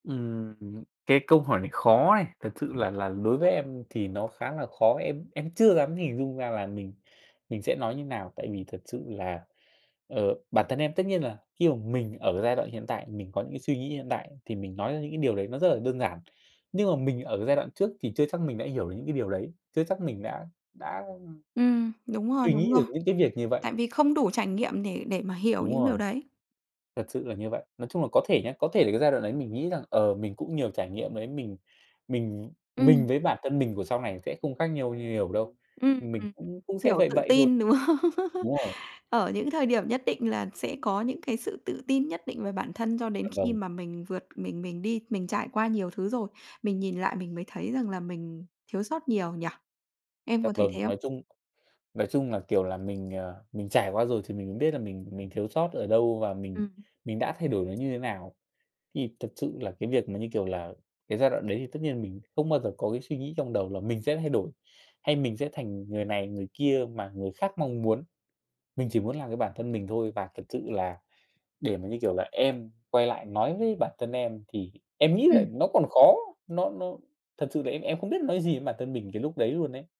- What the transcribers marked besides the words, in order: tapping; other background noise; laughing while speaking: "đúng không?"; laugh
- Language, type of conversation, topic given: Vietnamese, podcast, Bạn muốn nói gì với phiên bản trẻ của mình?